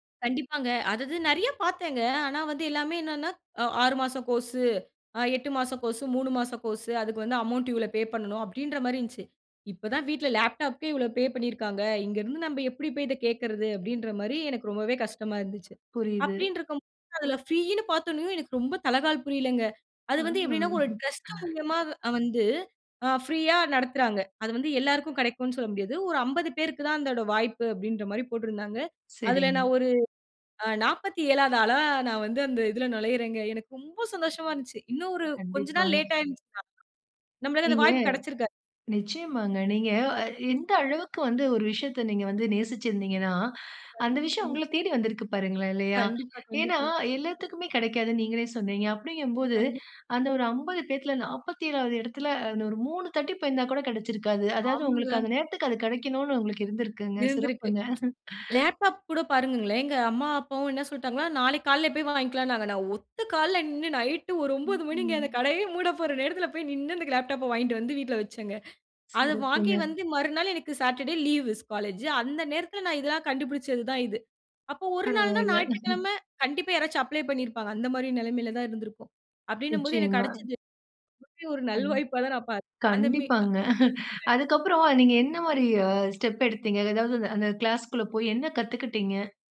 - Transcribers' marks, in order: "அதாவது" said as "அதாது"; "அப்பிடின்டிருக்கும்போது" said as "அப்பிடின்டிருக்கு து"; "பார்த்தவுடனயே" said as "பார்த்தவுன்னவே"; laughing while speaking: "அ, ஆ"; "அதோட" said as "அந்தோட"; joyful: "அப்பிடின்றமாரி போட்டிருந்தாங்க. அதில நான் ஒரு … ரொம்ப சந்தோஷமா இருந்துச்சு"; other background noise; chuckle; laughing while speaking: "அந்த கடையே மூட போற நேரத்தில … வந்து வீட்ல வச்சேங்க"; in English: "சாட்டர் டே"; chuckle; unintelligible speech; joyful: "ஒரு நல்வாய்ப்பா தான் நான் பாத்"; chuckle; unintelligible speech
- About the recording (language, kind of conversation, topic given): Tamil, podcast, இணையக் கற்றல் உங்கள் பயணத்தை எப்படி மாற்றியது?